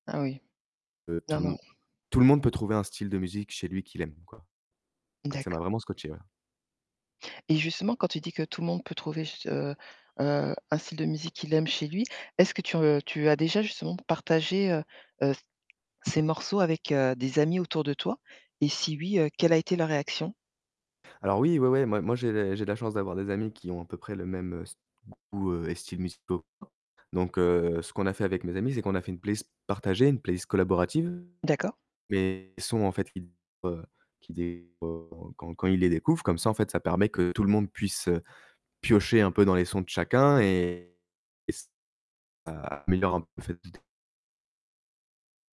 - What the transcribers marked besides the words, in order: distorted speech; tapping; unintelligible speech; unintelligible speech
- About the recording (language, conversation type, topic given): French, podcast, Quelle découverte musicale t’a surprise récemment ?